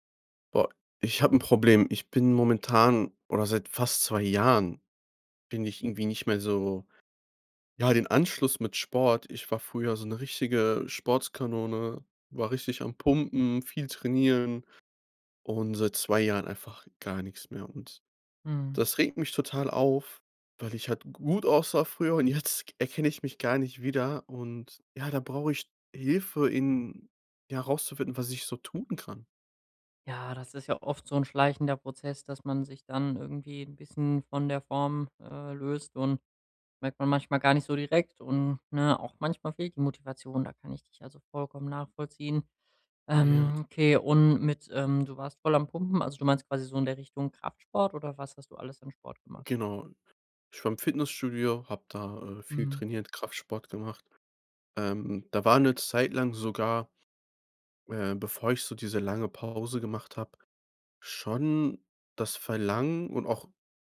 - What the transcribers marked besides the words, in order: sad: "seit zwei Jahren einfach gar nix mehr. Und"
- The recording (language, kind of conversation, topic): German, advice, Wie kann ich es schaffen, beim Sport routinemäßig dranzubleiben?